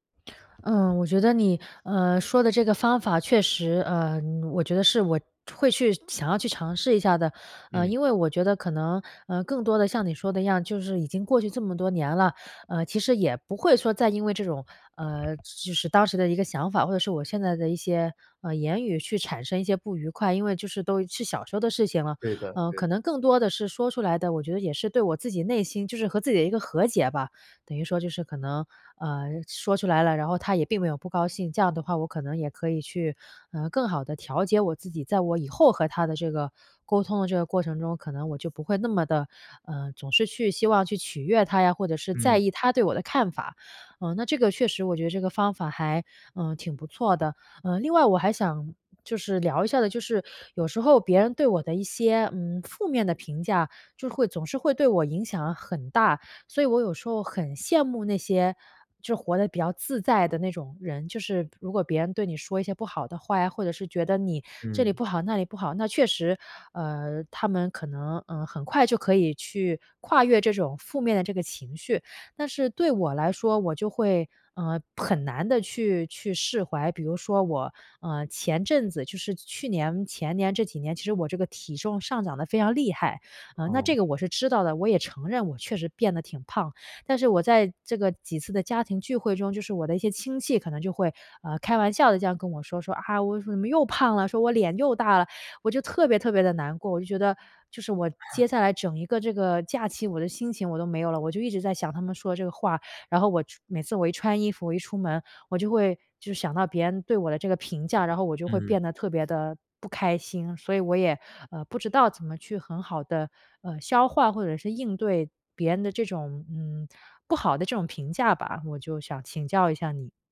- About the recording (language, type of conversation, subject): Chinese, advice, 我总是过度在意别人的眼光和认可，该怎么才能放下？
- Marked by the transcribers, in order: chuckle